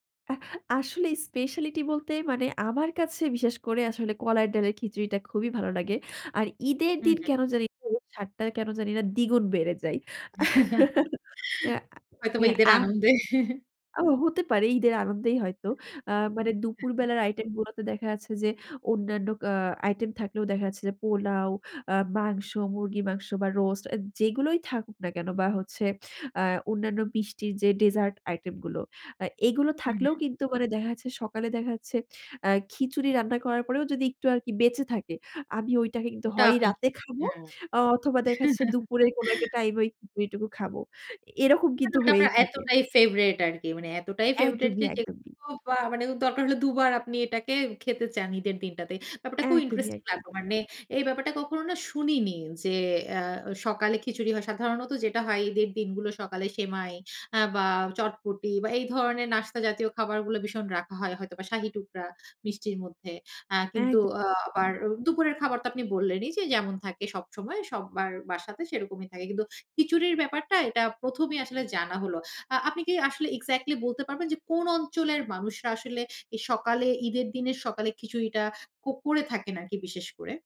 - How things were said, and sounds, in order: tapping; chuckle; "যায়" said as "যাই"; chuckle; chuckle; other background noise; "কুক" said as "কোক"
- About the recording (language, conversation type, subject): Bengali, podcast, বড়দিনে বা অন্য কোনো উৎসবে কোন খাবারটি না থাকলে আপনার উৎসবটা অসম্পূর্ণ লাগে?